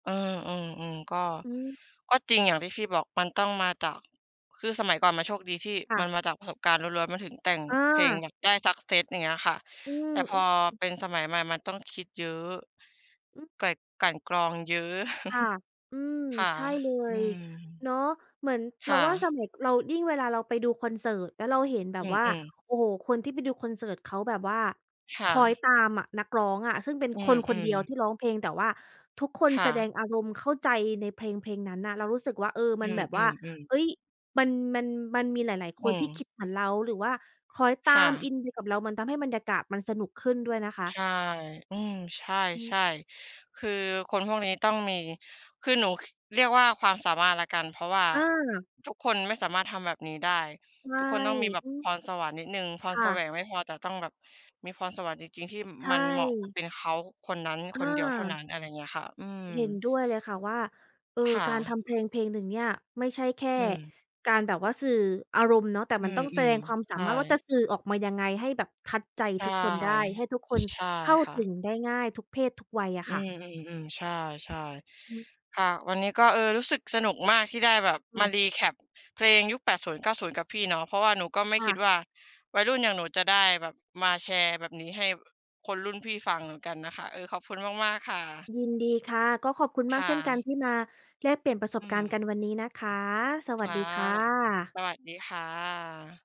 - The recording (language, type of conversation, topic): Thai, unstructured, เพลงแบบไหนที่ทำให้คุณมีความสุข?
- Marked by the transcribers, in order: in English: "success"; chuckle; in English: "touch"; other background noise; in English: "recap"; drawn out: "ค่ะ"